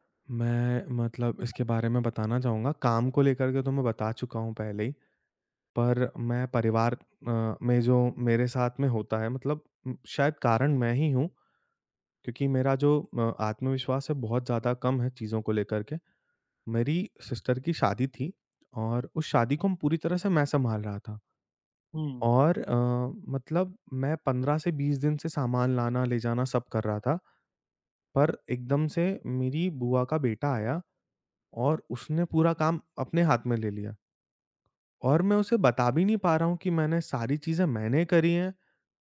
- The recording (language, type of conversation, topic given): Hindi, advice, आप अपनी उपलब्धियों को कम आँककर खुद पर शक क्यों करते हैं?
- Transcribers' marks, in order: in English: "सिस्टर"